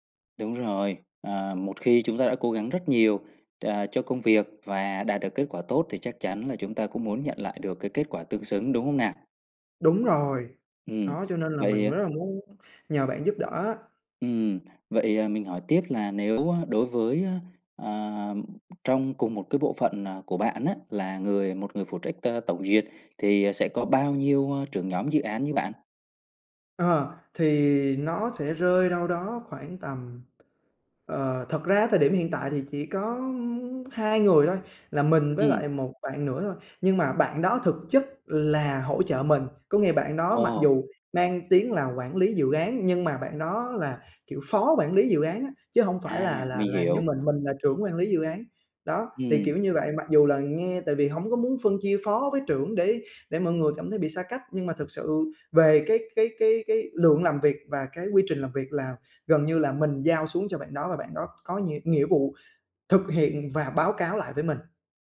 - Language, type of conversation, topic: Vietnamese, advice, Làm thế nào để xin tăng lương hoặc thăng chức với sếp?
- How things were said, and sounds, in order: other background noise; tapping